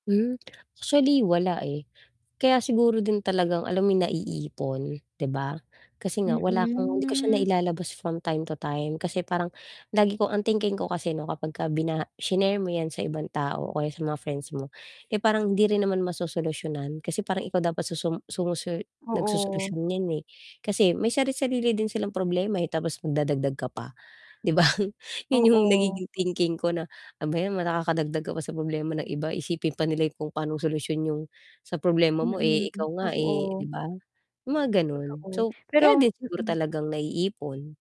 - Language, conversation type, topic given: Filipino, advice, Paano ako mapapakalma kapag sobra ang stress at emosyon?
- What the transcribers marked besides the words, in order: static; drawn out: "Mm"; laughing while speaking: "'di ba?"; mechanical hum; distorted speech